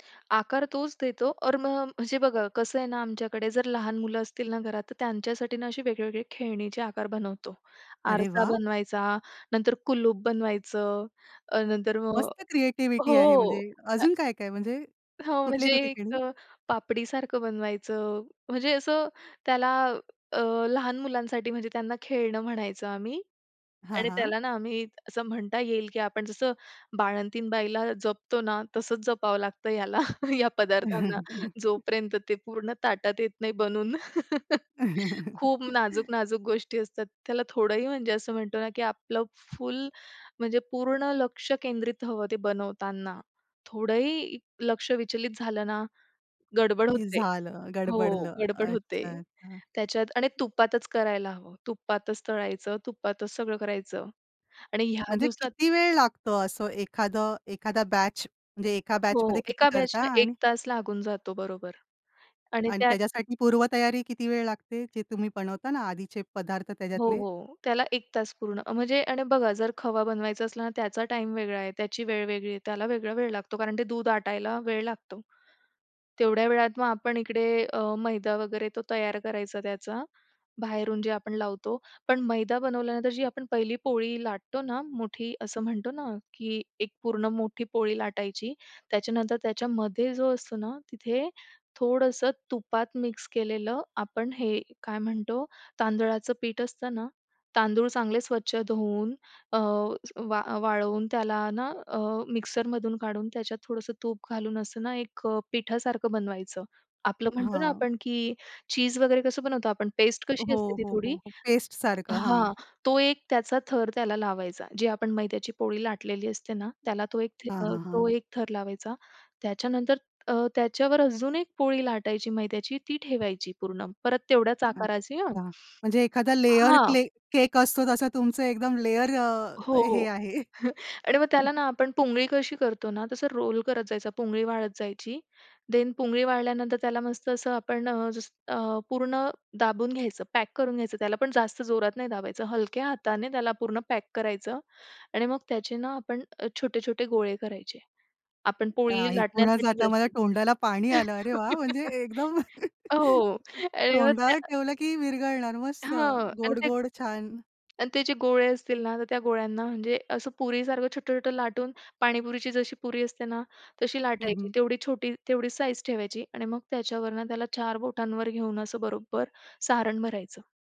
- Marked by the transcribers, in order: other background noise; chuckle; chuckle; in English: "लेयर"; chuckle; in English: "लेयर"; chuckle; unintelligible speech; in English: "देन"; in English: "पॅक"; in English: "पॅक"; chuckle; other street noise
- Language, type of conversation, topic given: Marathi, podcast, तुम्ही वारसा म्हणून पुढच्या पिढीस कोणती पारंपरिक पाककृती देत आहात?